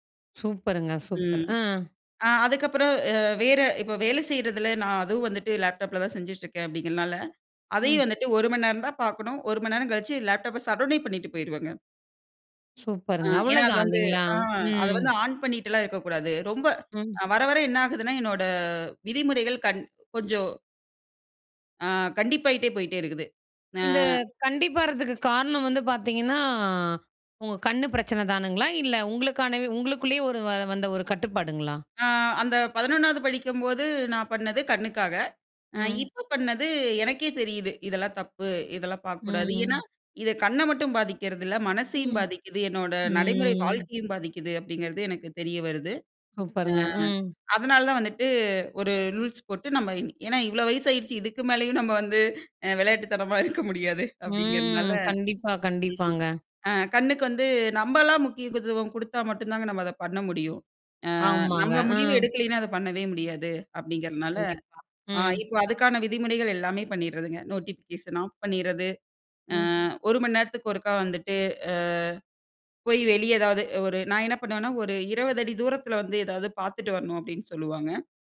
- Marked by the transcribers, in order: other background noise; in English: "சட்டவுனே"; drawn out: "ம்"; laughing while speaking: "இருக்க முடியாது"; drawn out: "ம்"; "முக்கியத்துவம்" said as "முக்கியக்குதுவம்"; in English: "நோட்டிஃபிகேஷன்"
- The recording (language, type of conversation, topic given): Tamil, podcast, நீங்கள் தினசரி திரை நேரத்தை எப்படிக் கட்டுப்படுத்திக் கொள்கிறீர்கள்?